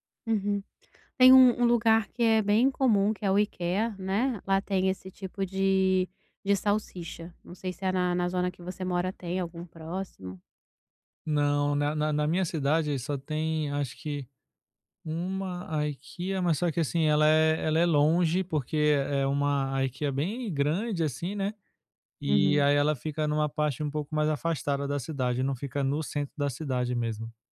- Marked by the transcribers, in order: tapping; put-on voice: "IKEA"; put-on voice: "IKEA"
- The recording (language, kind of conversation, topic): Portuguese, advice, Como posso reduzir o consumo diário de alimentos ultraprocessados na minha dieta?